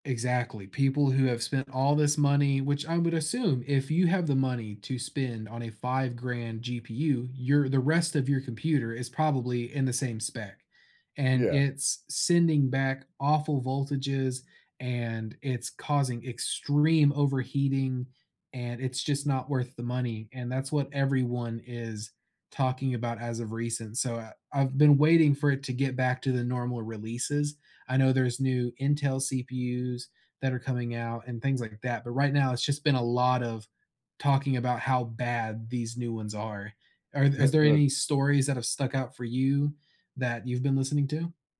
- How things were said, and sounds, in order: chuckle; unintelligible speech; other background noise
- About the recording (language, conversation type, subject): English, unstructured, What podcast episodes have you been recommending to everyone lately?
- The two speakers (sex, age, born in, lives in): male, 20-24, United States, United States; male, 35-39, United States, United States